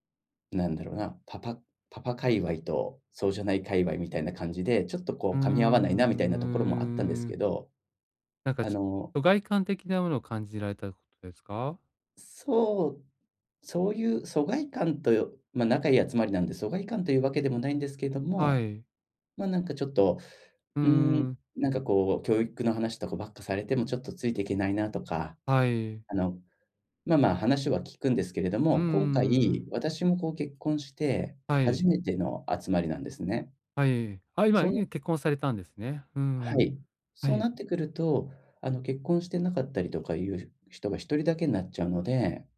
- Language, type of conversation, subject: Japanese, advice, 友人の集まりでどうすれば居心地よく過ごせますか？
- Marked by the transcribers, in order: none